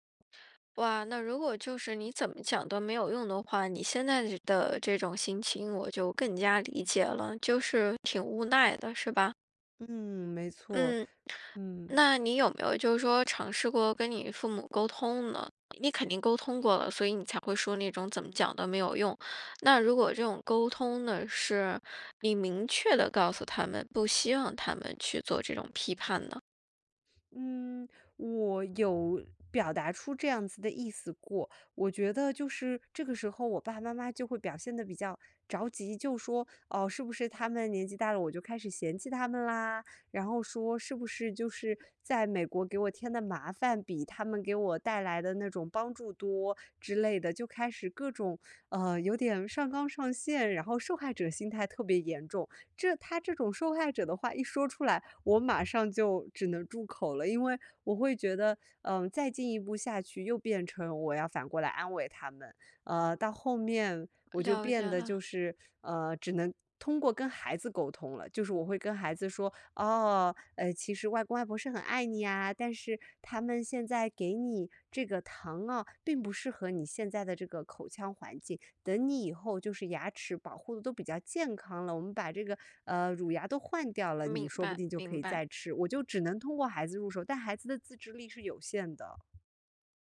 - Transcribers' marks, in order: other background noise; stressed: "明确"
- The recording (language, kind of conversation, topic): Chinese, advice, 当父母反复批评你的养育方式或生活方式时，你该如何应对这种受挫和疲惫的感觉？